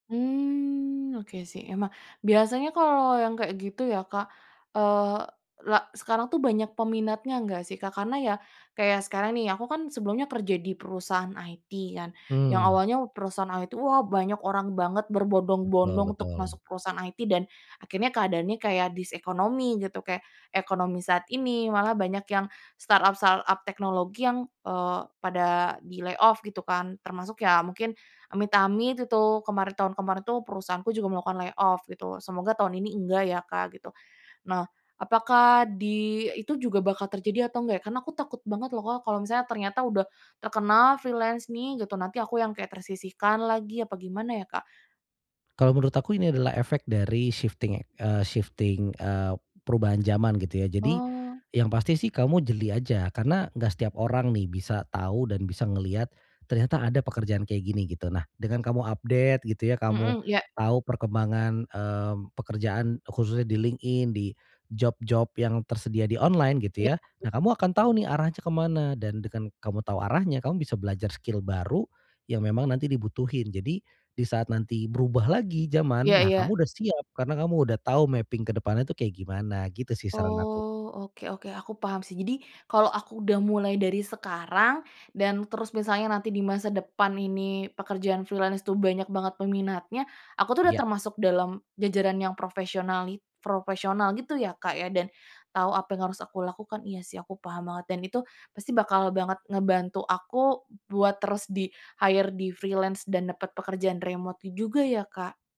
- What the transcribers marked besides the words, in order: in English: "IT"; in English: "IT"; in English: "IT"; in English: "this"; in English: "startup-startup"; in English: "di-layoff"; in English: "layoff"; in English: "freelance"; tapping; in English: "shifting"; in English: "shifting"; in English: "update"; in English: "job-job"; other background noise; in English: "skill"; in English: "mapping"; in English: "freelance"; in English: "di-hire di-freelance"
- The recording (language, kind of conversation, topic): Indonesian, advice, Bagaimana perasaan Anda setelah kehilangan pekerjaan dan takut menghadapi masa depan?